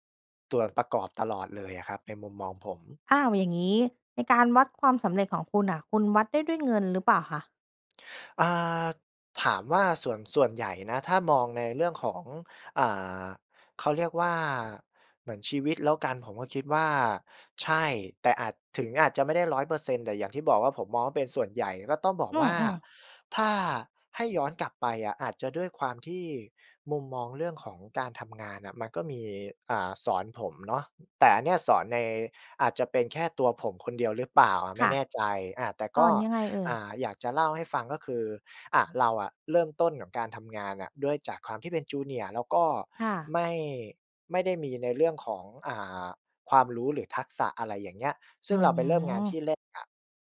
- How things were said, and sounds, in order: other background noise
- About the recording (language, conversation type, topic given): Thai, podcast, คุณวัดความสำเร็จด้วยเงินเพียงอย่างเดียวหรือเปล่า?